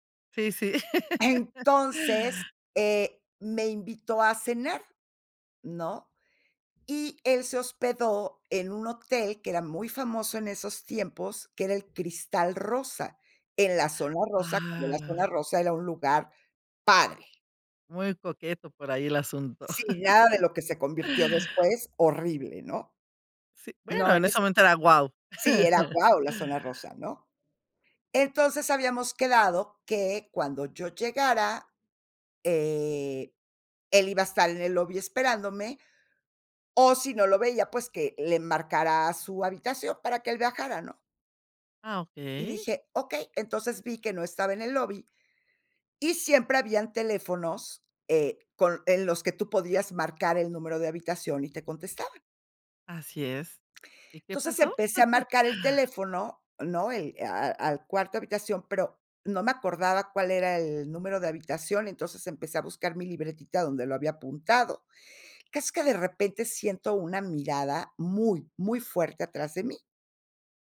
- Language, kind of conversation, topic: Spanish, podcast, ¿Qué objeto físico, como un casete o una revista, significó mucho para ti?
- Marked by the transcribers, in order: laugh; laugh; chuckle; chuckle